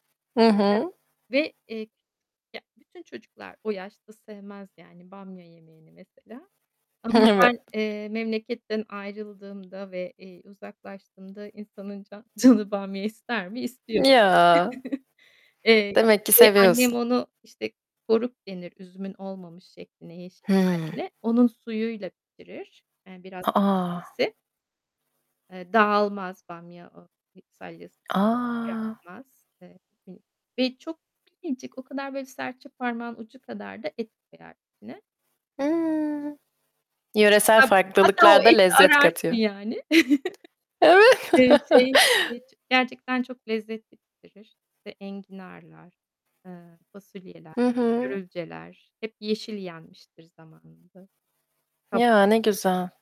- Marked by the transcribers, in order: static; unintelligible speech; other background noise; distorted speech; laughing while speaking: "Evet"; chuckle; unintelligible speech; chuckle; chuckle; unintelligible speech
- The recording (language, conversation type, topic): Turkish, podcast, Dengeli beslenmek için nelere dikkat edersin?